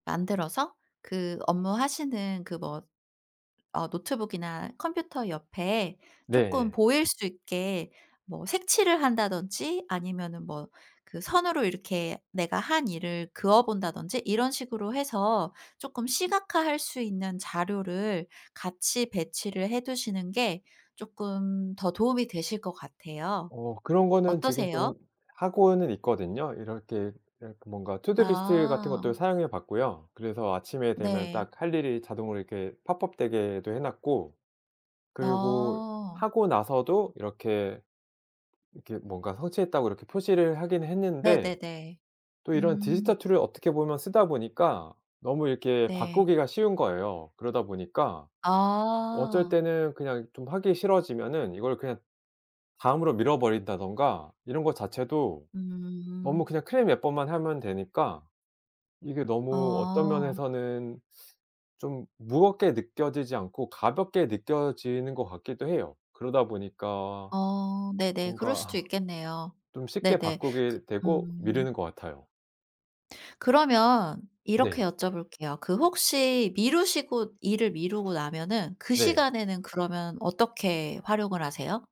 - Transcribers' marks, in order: other background noise; in English: "투두 리스트"; in English: "팝업"; in English: "툴을"
- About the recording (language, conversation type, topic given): Korean, advice, 항상 일을 미루는 습관 때문에 마감일에 쫓기게 되는데, 어떻게 하면 고칠 수 있을까요?